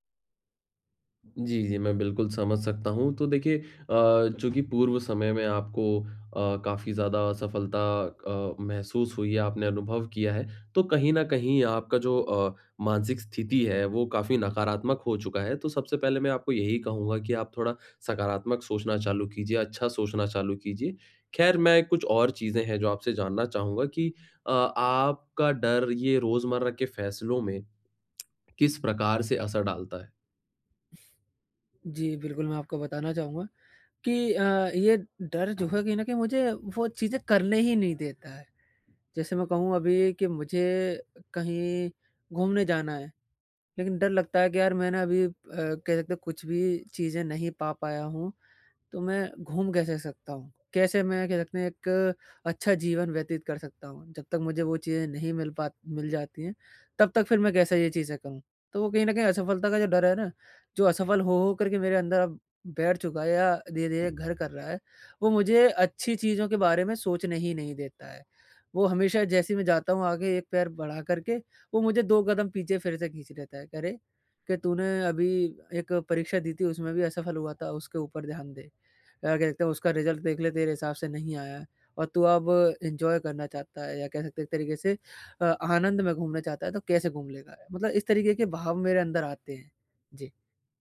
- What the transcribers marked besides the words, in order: other background noise; tapping; horn; in English: "रिज़ल्ट"; in English: "एंजॉय"
- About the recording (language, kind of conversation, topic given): Hindi, advice, असफलता के डर को कैसे पार किया जा सकता है?
- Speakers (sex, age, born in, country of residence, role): male, 20-24, India, India, user; male, 25-29, India, India, advisor